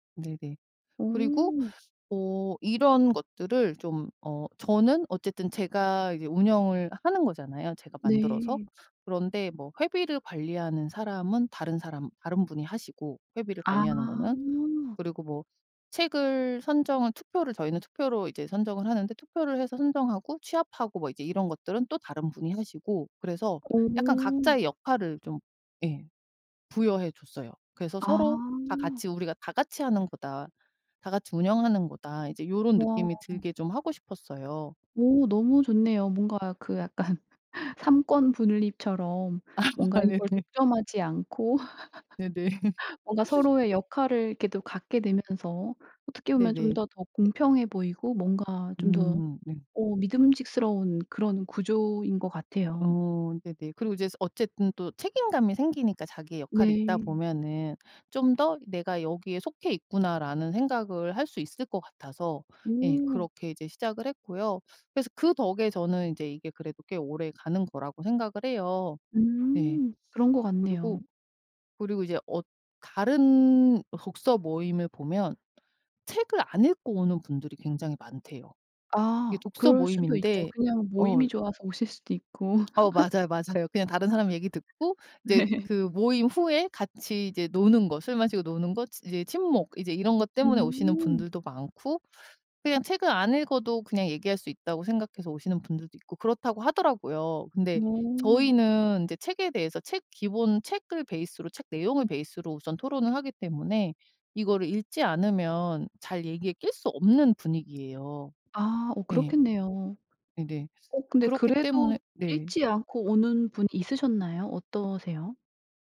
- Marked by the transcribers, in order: tapping; other background noise; laughing while speaking: "약간"; laugh; laughing while speaking: "아 네네"; laugh; laughing while speaking: "네네"; laugh; laughing while speaking: "오실 수도"; laugh; laughing while speaking: "네"
- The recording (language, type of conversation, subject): Korean, podcast, 취미를 통해 새로 만난 사람과의 이야기가 있나요?